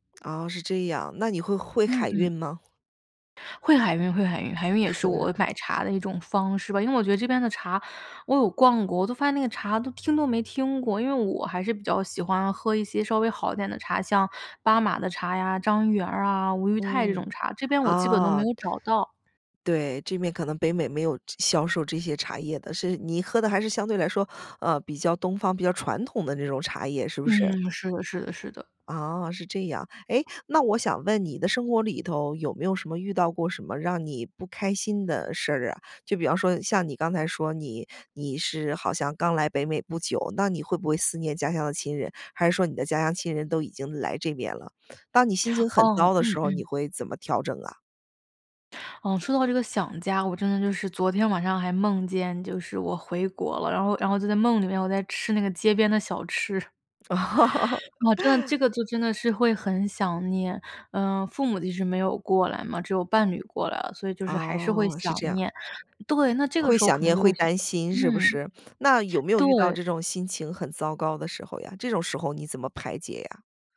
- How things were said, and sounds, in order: laugh; tapping; laugh; other background noise
- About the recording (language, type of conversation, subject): Chinese, podcast, 你平常会做哪些小事让自己一整天都更有精神、心情更好吗？